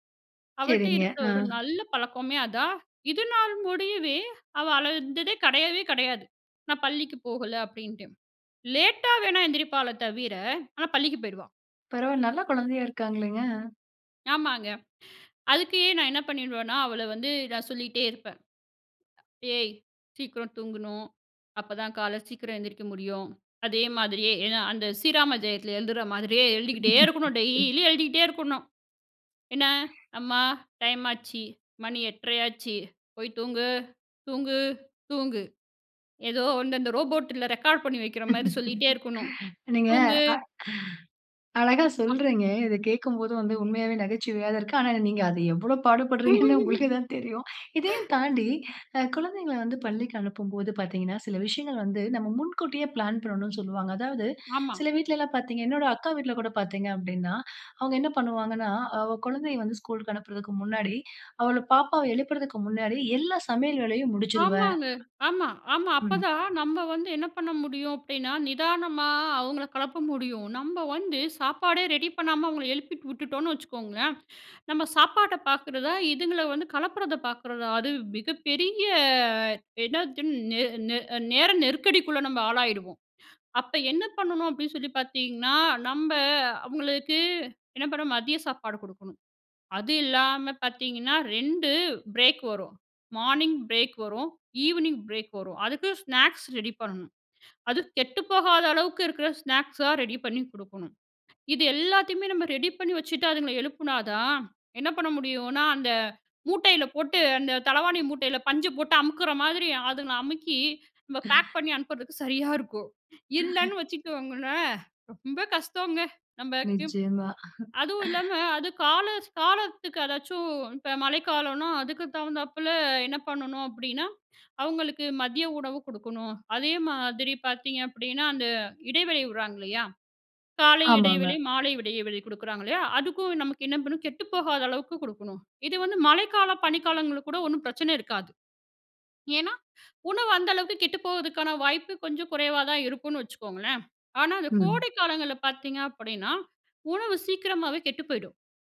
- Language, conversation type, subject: Tamil, podcast, குழந்தைகளை பள்ளிக்குச் செல்ல நீங்கள் எப்படி தயார் செய்கிறீர்கள்?
- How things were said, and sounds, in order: other noise; in English: "லேட்‌டா"; inhale; laugh; inhale; in English: "ரோபோட்ல ரெக்கார்ட்"; chuckle; inhale; chuckle; snort; inhale; in English: "பிளான்"; put-on voice: "ஸ்கூல்"; "கிளப்ப" said as "களப்ப"; in English: "ரெடி"; in English: "பிரேக்"; in English: "மார்னிங்"; in English: "ஈவ்னிங்"; in English: "ஸ்நாக்ஸ்"; in English: "பேக்"; unintelligible speech; chuckle; unintelligible speech; laugh; inhale